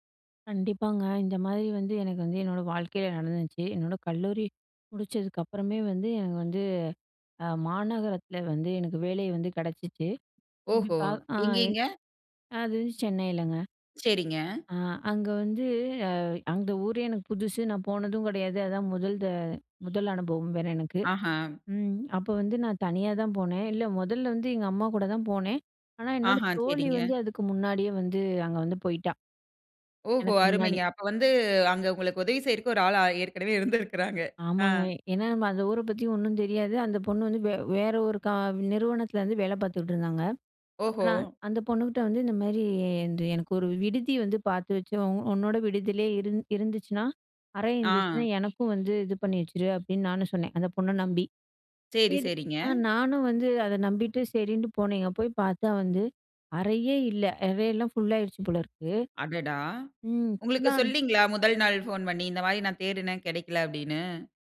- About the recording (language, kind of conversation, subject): Tamil, podcast, புது நகருக்கு வேலைக்காகப் போகும்போது வாழ்க்கை மாற்றத்தை எப்படி திட்டமிடுவீர்கள்?
- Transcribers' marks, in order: horn; "செய்றதுக்கு" said as "செய்றக்கு"; laughing while speaking: "இருந்திருக்கிறாங்க"; in English: "ஃபுல்லாயிடுச்சு"; "சொல்லலேங்களா" said as "சொல்லீங்களா"; in English: "ஃபுல்லா"